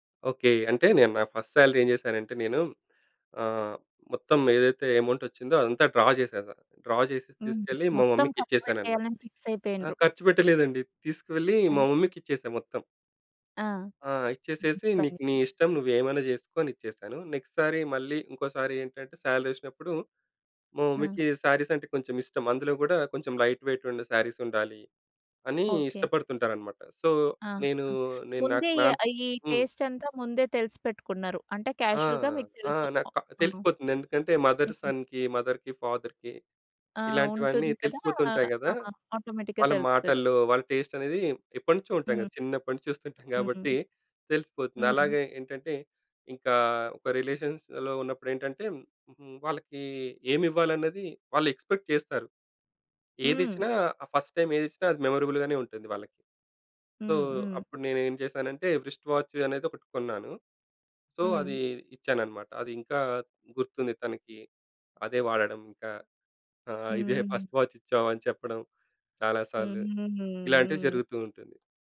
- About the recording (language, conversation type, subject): Telugu, podcast, ఎవరైనా వ్యక్తి అభిరుచిని తెలుసుకోవాలంటే మీరు ఏ రకమైన ప్రశ్నలు అడుగుతారు?
- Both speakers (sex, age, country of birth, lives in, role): female, 30-34, India, United States, host; male, 35-39, India, India, guest
- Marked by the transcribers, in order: in English: "ఫస్ట్ శాలరీ"; in English: "డ్రా"; in English: "డ్రా"; unintelligible speech; in English: "నెక్స్ట్"; in English: "మమ్మీకి"; in English: "లైట్"; in English: "సో"; in English: "క్యాజువల్‌గా"; other noise; in English: "మదర్, సన్‍కి, మదర్‌కి, ఫాదర్‌కి"; in English: "రిలేషన్స్‌లో"; in English: "ఫస్ట్"; in English: "మెమోరబుల్‌గానే"; in English: "సో"; in English: "వ్రి‌ష్ట్ వాచ్"; in English: "సో"; in English: "ఫస్ట్"